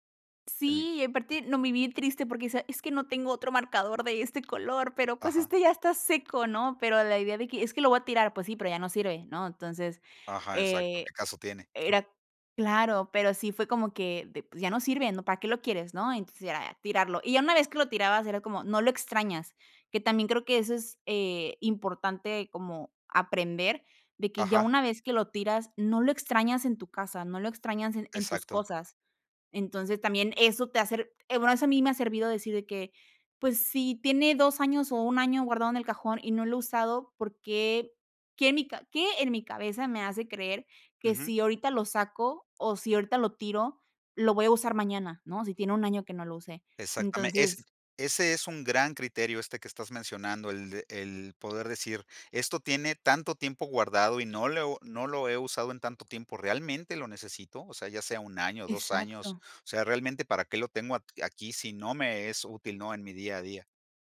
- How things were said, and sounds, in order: other background noise
- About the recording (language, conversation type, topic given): Spanish, podcast, ¿Cómo haces para no acumular objetos innecesarios?